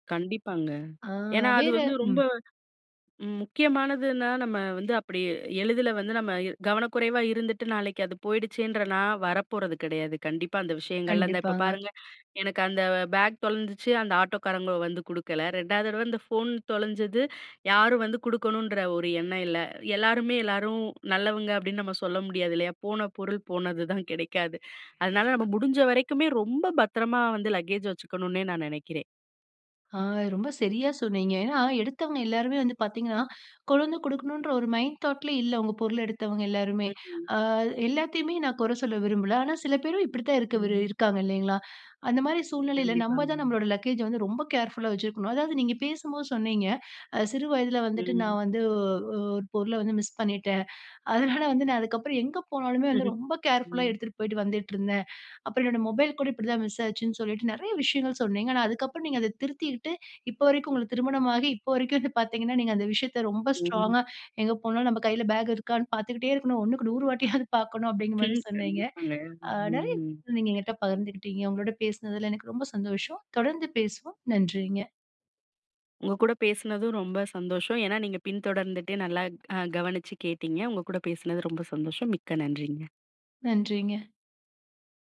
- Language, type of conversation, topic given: Tamil, podcast, சாமான்கள் தொலைந்த அனுபவத்தை ஒரு முறை பகிர்ந்து கொள்ள முடியுமா?
- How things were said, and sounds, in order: other background noise; in English: "லக்கேஜ்"; other noise; in English: "மைண்ட் தாட்"; in English: "லக்கேஜ்ஜ"; in English: "கேர்ஃபுல்லா"; in English: "கேர்ஃபுல்லா"; chuckle